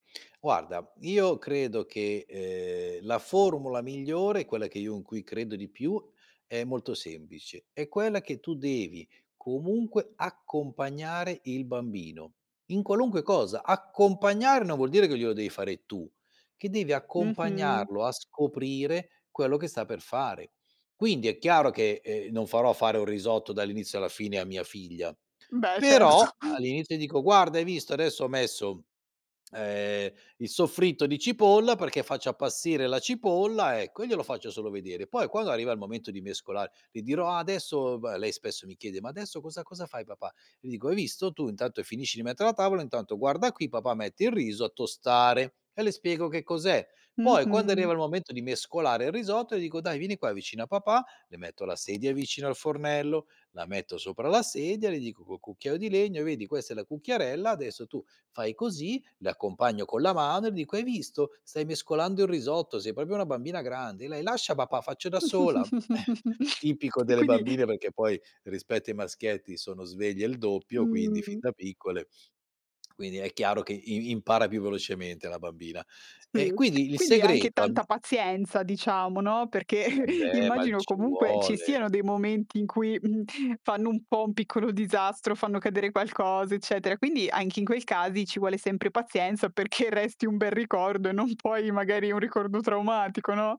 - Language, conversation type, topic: Italian, podcast, Come si trasmettono le tradizioni ai bambini?
- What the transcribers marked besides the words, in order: laughing while speaking: "certo"; giggle; tapping; "proprio" said as "propio"; giggle; chuckle